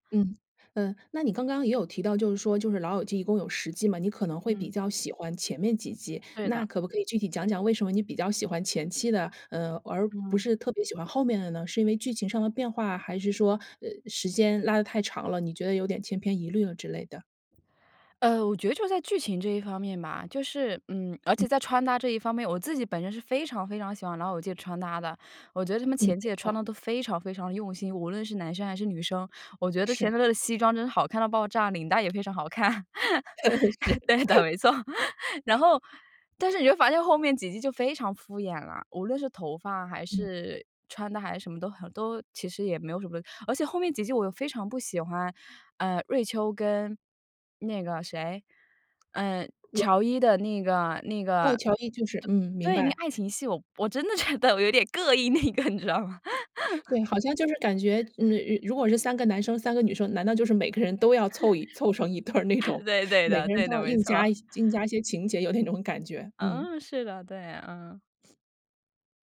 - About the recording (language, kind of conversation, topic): Chinese, podcast, 为什么有些人会一遍又一遍地重温老电影和老电视剧？
- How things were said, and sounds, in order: laughing while speaking: "是"; laughing while speaking: "非常好看。对的，没错"; other background noise; laughing while speaking: "我真的觉得我有点膈应那个你知道吗"; chuckle; laughing while speaking: "对，对的，对的，没错"; laughing while speaking: "对儿那种，每个人都要硬加 硬加一些情节，有那种感觉"